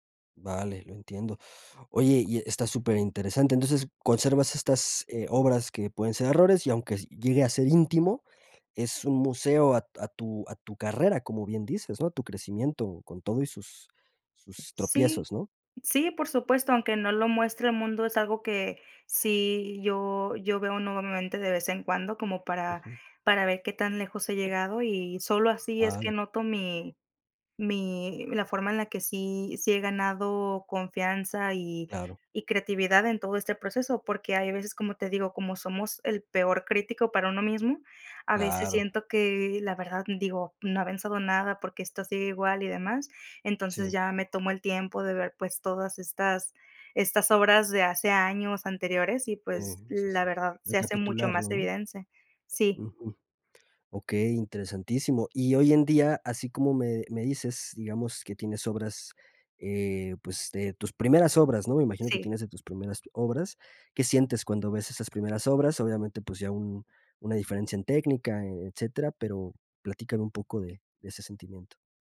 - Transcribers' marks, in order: tapping; dog barking; siren; "avanzado" said as "venzado"; "evidente" said as "evidence"
- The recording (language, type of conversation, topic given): Spanish, podcast, ¿Qué papel juega el error en tu proceso creativo?